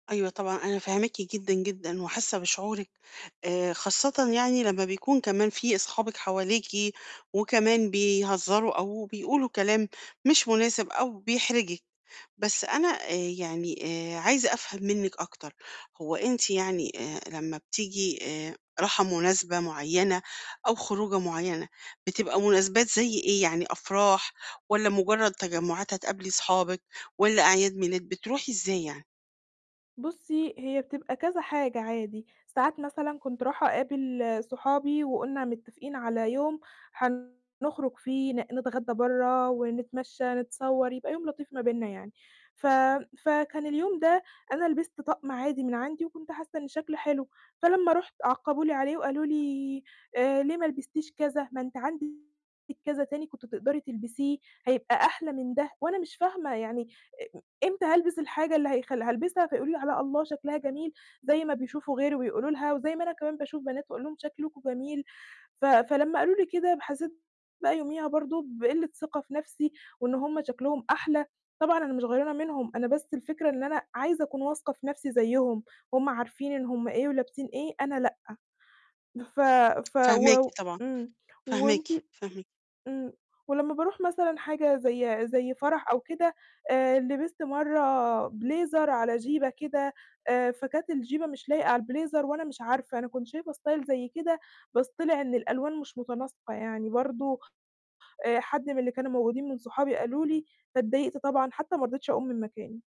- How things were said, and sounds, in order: distorted speech; in English: "بليزر"; in English: "البليزر"; in English: "style"
- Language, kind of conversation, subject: Arabic, advice, إزاي أختار لبسي عشان أبقى واثق ومرتاح في كل مناسبة؟